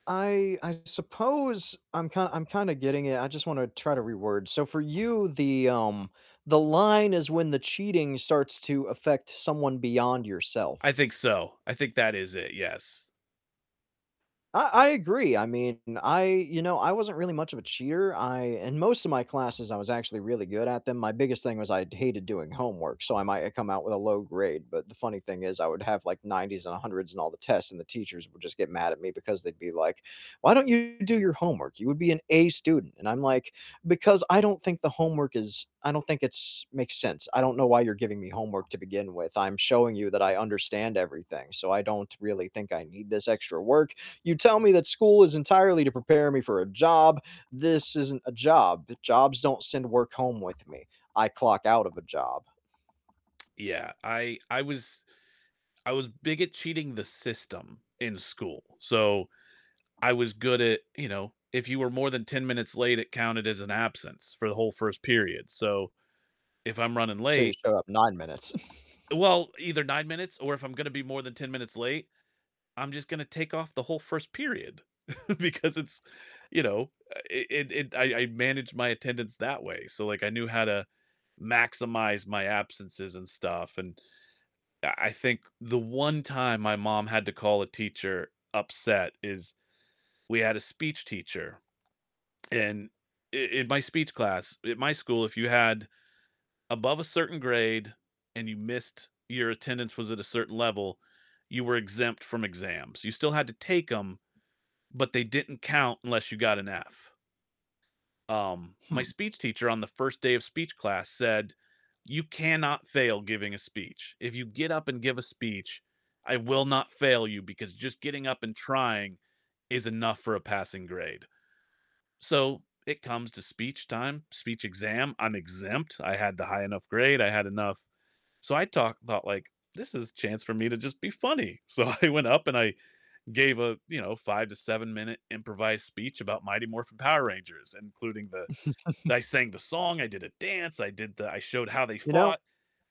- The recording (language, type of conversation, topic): English, unstructured, How do you feel about cheating at school or at work?
- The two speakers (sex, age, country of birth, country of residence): male, 30-34, United States, United States; male, 45-49, United States, United States
- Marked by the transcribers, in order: static; distorted speech; tapping; other background noise; chuckle; chuckle; laughing while speaking: "because it's"; laughing while speaking: "So I"; chuckle